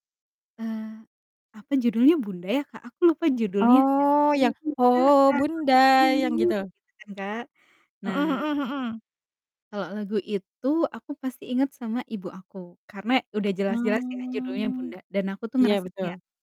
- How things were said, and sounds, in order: singing: "Oh bunda"; distorted speech; singing: "Kubuka album biru"; drawn out: "Mmm"
- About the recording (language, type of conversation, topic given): Indonesian, podcast, Apakah ada lagu yang selalu mengingatkanmu pada seseorang tertentu?